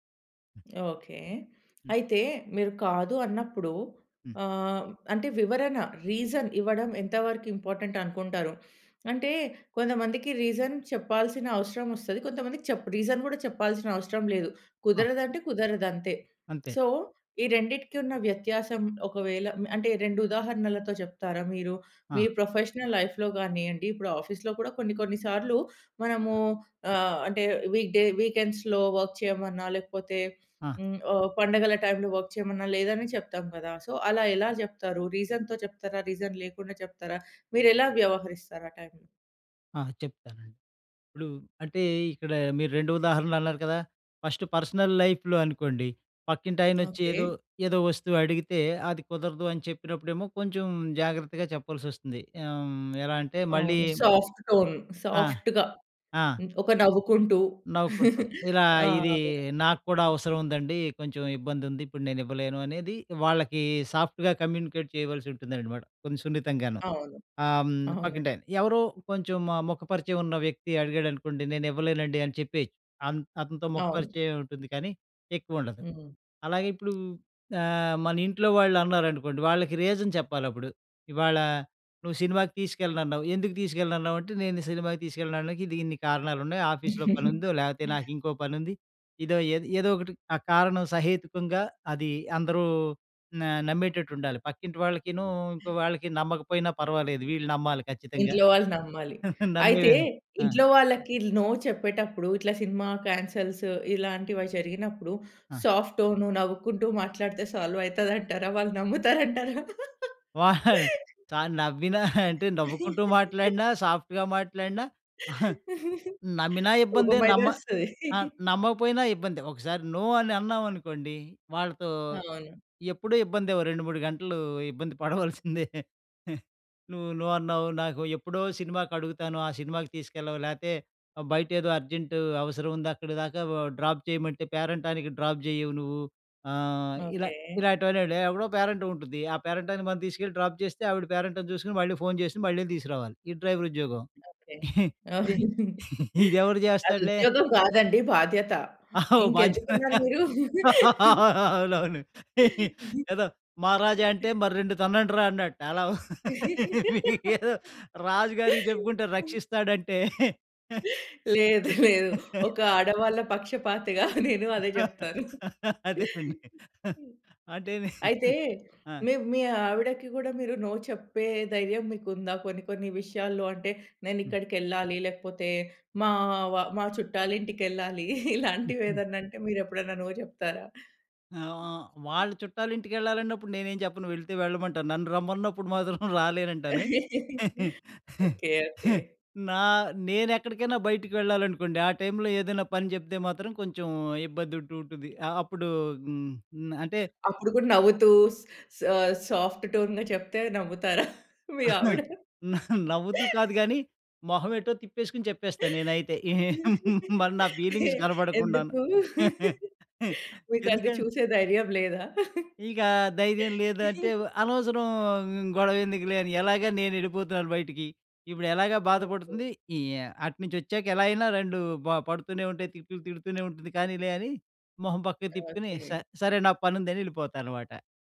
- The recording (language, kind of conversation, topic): Telugu, podcast, ఎలా సున్నితంగా ‘కాదు’ చెప్పాలి?
- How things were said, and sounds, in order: in English: "రీజన్"; in English: "రీజన్"; in English: "రీజన్"; tapping; in English: "సో"; in English: "ప్రొఫెషనల్ లైఫ్‌లో"; in English: "ఆఫీస్‌లో"; in English: "వీక్ డే, వీకెండ్స్‌లో వర్క్"; in English: "వర్క్"; in English: "సో"; in English: "ఫస్ట్ పర్సనల్ లైఫ్‌లో"; in English: "సాఫ్ట్ టోన్. సాఫ్ట్‌గా"; chuckle; other background noise; in English: "సాఫ్ట్‌గా కమ్యూనికేట్"; in English: "రీజన్"; giggle; chuckle; in English: "నో"; in English: "కాన్సెల్స్"; in English: "సాఫ్ట్ టోన్"; chuckle; laughing while speaking: "సాల్వయితదంటారా? వాళ్ళు నమ్ముతారంటారా?"; chuckle; in English: "సాఫ్ట్‌గా"; chuckle; laughing while speaking: "కోపమయితే ఒస్తది"; in English: "నో"; laughing while speaking: "పడవలసిందే"; in English: "నో"; in English: "డ్రాప్"; in English: "డ్రాప్"; in English: "డ్రాప్"; chuckle; laughing while speaking: "ఇది ఇదెవడు చేస్తాడులే"; laughing while speaking: "ఆహా! బాధ్యత అవునవును ఏదో మహారాజా … గారికి చెప్పుకుంటే, రక్షిస్తాడంటే"; laughing while speaking: "మీరు?"; chuckle; other noise; laugh; laughing while speaking: "లేదు. లేదు. ఒక ఆడవాళ్ళ పక్షపాతిగా నేను అదే చెప్తాను"; laughing while speaking: "అదేనండి. అంటే, నే"; in English: "నో"; giggle; laughing while speaking: "ఇలాంటివేదన్నంటే, మీరు ఎప్పుడైనా నో చెప్తారా?"; in English: "నో"; chuckle; laughing while speaking: "మాత్రం రాలేనంటాను"; chuckle; in English: "టోన్‌గా"; laughing while speaking: "నమ్ముతారా మీ ఆవిడ? ఎ ఎందుకు? మీకది చూసే ధైర్యం లేదా?"; laughing while speaking: "ఏహ్ మరి నా ఫీలింగ్స్ కనపడకుండాను. ఎందుకన్"; in English: "ఫీలింగ్స్"